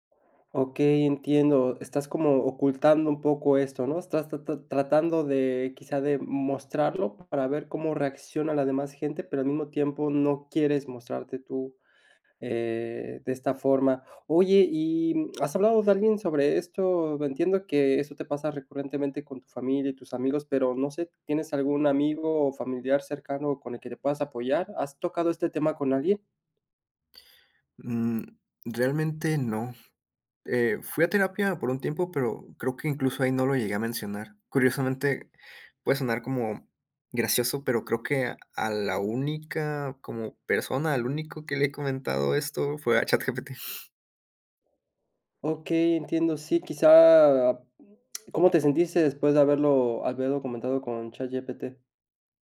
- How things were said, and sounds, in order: other background noise
- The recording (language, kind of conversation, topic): Spanish, advice, ¿Por qué me siento emocionalmente desconectado de mis amigos y mi familia?